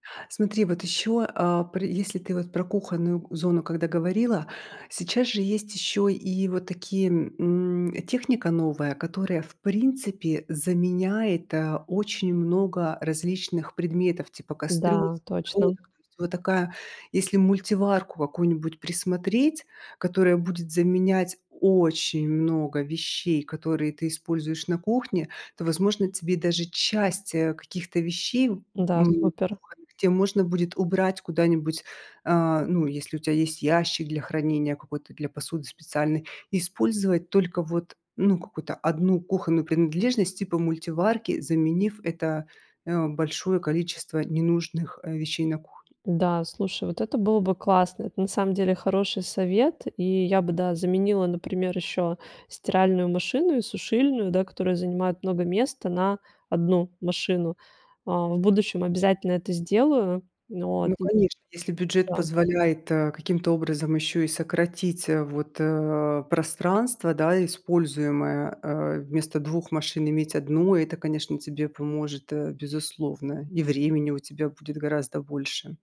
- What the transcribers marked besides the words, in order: none
- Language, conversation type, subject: Russian, advice, Как справиться с накоплением вещей в маленькой квартире?